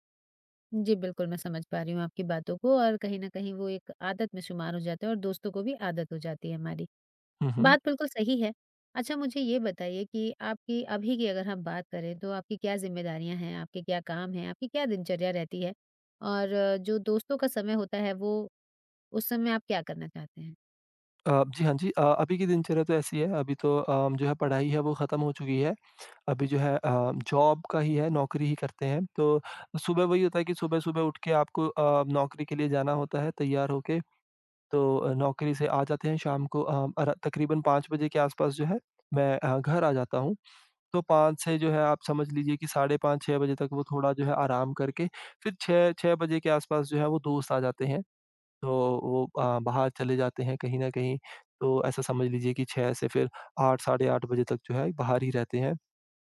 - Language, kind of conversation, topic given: Hindi, advice, मैं अपने दोस्तों के साथ समय और ऊर्जा कैसे बचा सकता/सकती हूँ बिना उन्हें ठेस पहुँचाए?
- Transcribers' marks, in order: in English: "जॉब"